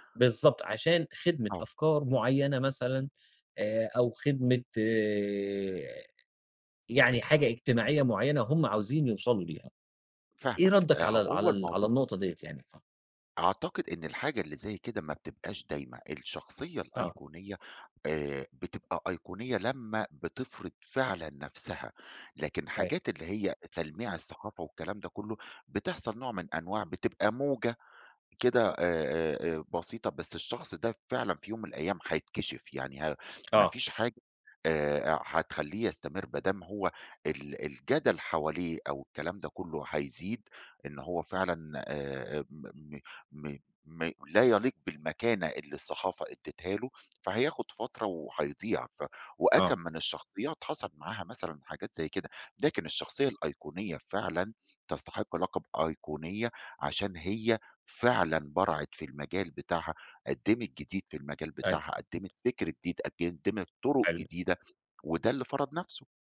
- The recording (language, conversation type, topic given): Arabic, podcast, إيه اللي بيخلّي الأيقونة تفضل محفورة في الذاكرة وليها قيمة مع مرور السنين؟
- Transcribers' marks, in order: unintelligible speech; other background noise; tapping